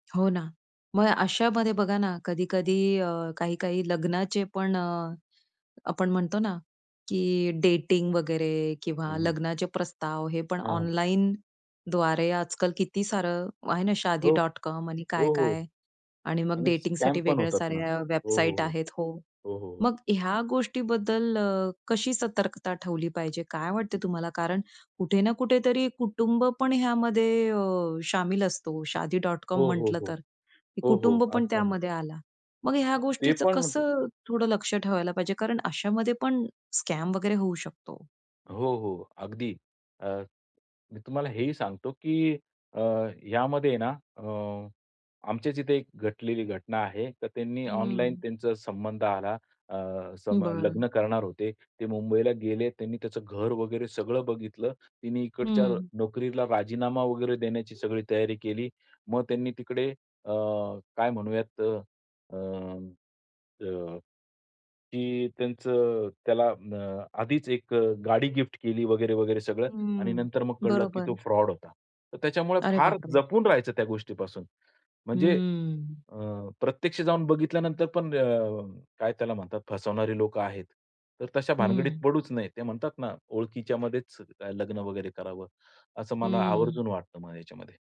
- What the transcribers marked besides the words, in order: other background noise; tapping; in English: "स्कॅम"; in English: "स्कॅम"; other noise
- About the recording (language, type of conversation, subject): Marathi, podcast, ऑनलाइन आणि प्रत्यक्ष आयुष्यात ओळख निर्माण होण्यातला फरक तुम्हाला कसा जाणवतो?